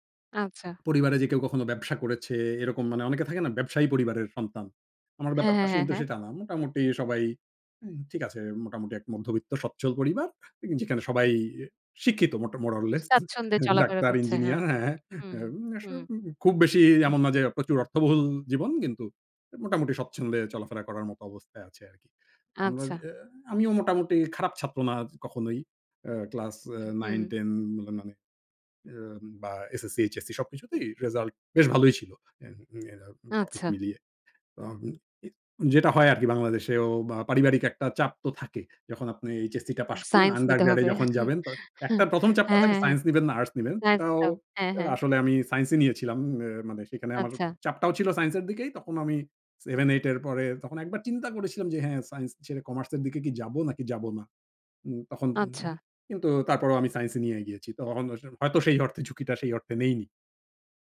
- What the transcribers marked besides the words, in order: in English: "more or less"; chuckle; tapping; throat clearing; in English: "Undergrad"; chuckle; unintelligible speech
- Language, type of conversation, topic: Bengali, podcast, আপনার মতে কখন ঝুঁকি নেওয়া উচিত, এবং কেন?